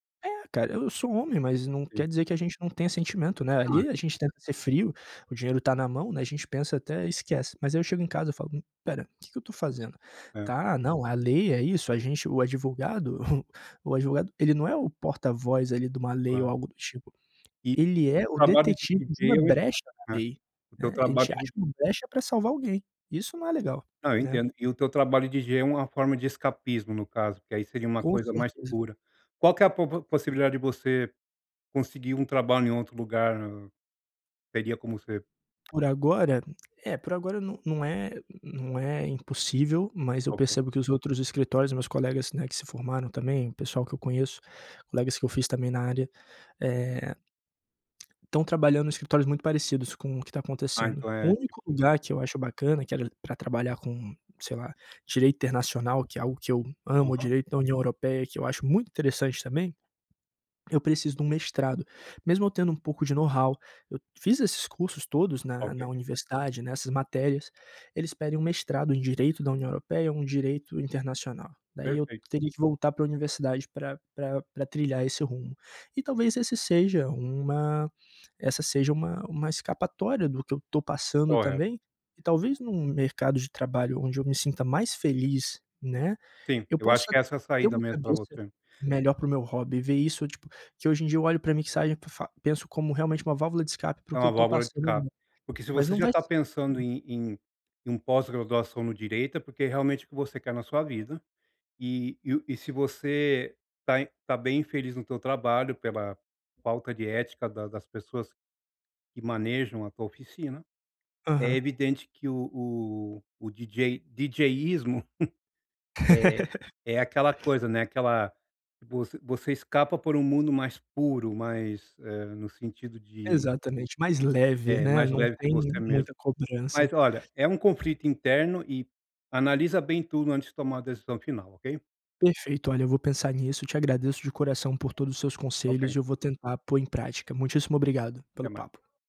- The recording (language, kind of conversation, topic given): Portuguese, advice, Como posso começar a criar algo quando me sinto travado, dando pequenos passos consistentes para progredir?
- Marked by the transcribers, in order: chuckle; tapping; in English: "know-how"; other noise; other background noise; chuckle; laugh